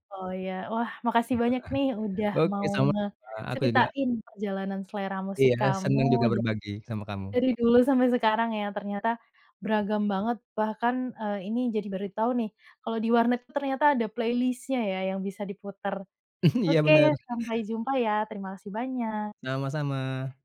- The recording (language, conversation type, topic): Indonesian, podcast, Bagaimana perjalanan selera musikmu dari dulu sampai sekarang?
- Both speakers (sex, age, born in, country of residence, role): female, 30-34, Indonesia, Indonesia, host; male, 40-44, Indonesia, Indonesia, guest
- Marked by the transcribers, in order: chuckle; tapping; in English: "playlist-nya"; chuckle